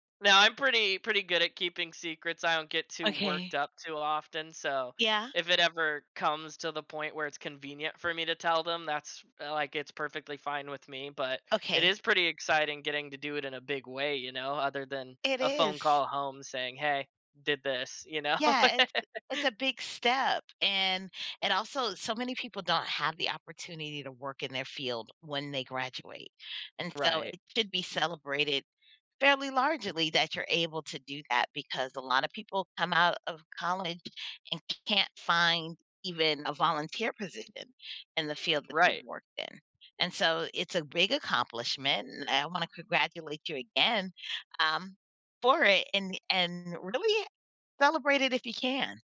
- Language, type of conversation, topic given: English, advice, How can I share good news with my family in a way that feels positive and considerate?
- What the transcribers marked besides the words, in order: laughing while speaking: "know?"; laugh